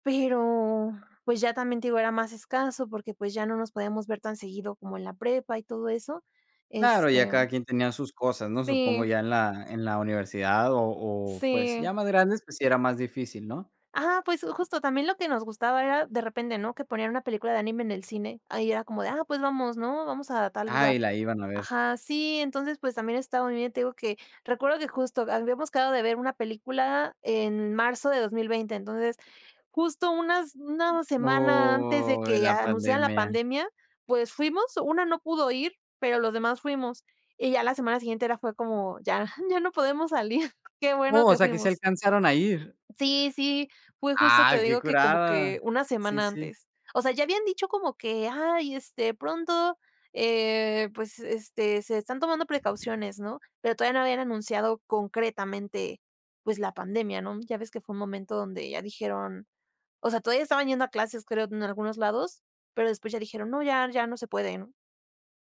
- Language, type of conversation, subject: Spanish, podcast, ¿Cómo te reunías con tus amigos para ver películas o series?
- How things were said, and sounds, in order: drawn out: "Pero"; other background noise; drawn out: "Oh"; laughing while speaking: "ya no podemos salir"